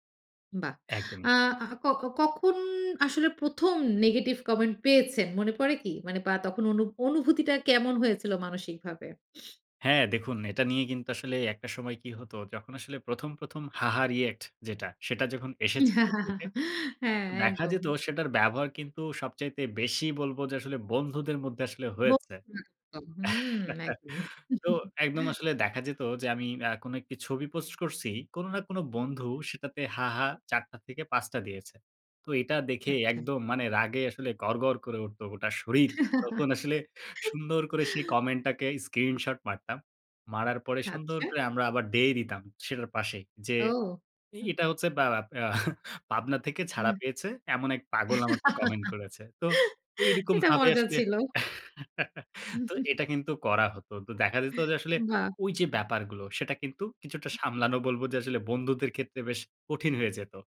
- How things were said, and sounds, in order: chuckle; tapping; chuckle; laugh; chuckle; laugh; laughing while speaking: "এটা মজা ছিল"; chuckle
- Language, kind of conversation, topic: Bengali, podcast, নেতিবাচক মন্তব্য পেলে আপনি মানসিকভাবে তা কীভাবে সামলান?